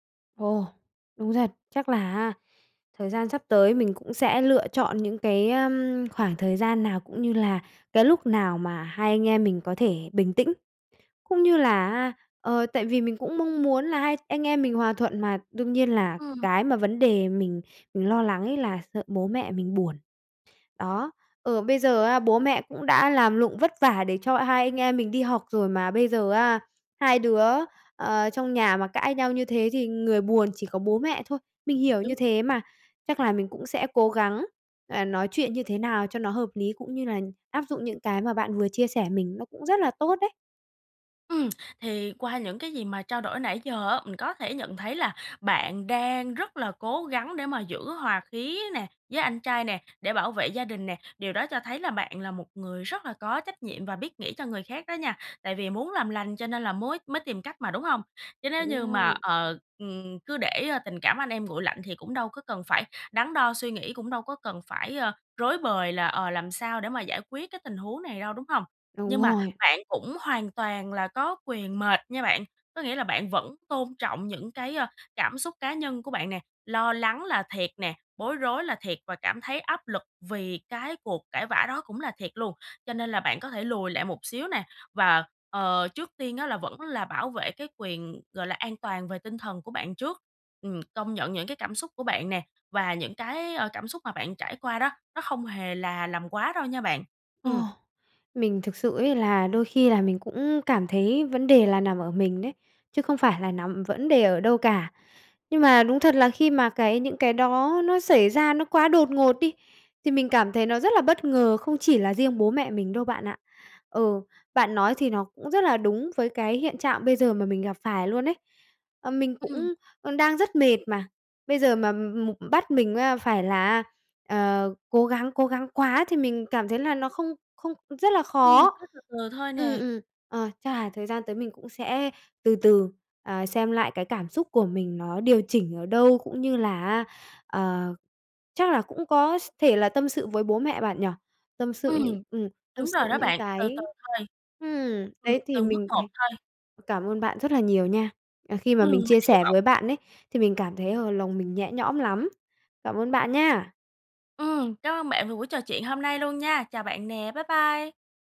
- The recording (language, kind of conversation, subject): Vietnamese, advice, Làm thế nào để giảm áp lực và lo lắng sau khi cãi vã với người thân?
- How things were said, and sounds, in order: tapping; other background noise; unintelligible speech